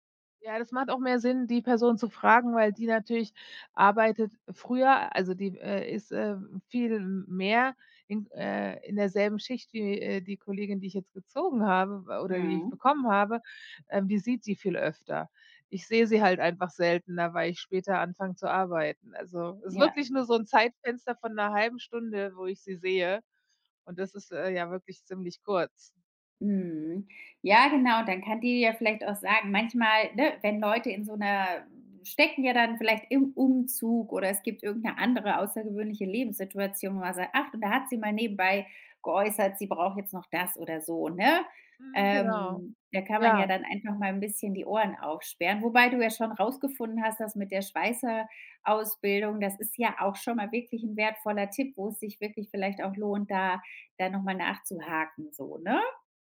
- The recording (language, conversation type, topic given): German, advice, Welche Geschenkideen gibt es, wenn mir für meine Freundin nichts einfällt?
- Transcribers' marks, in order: none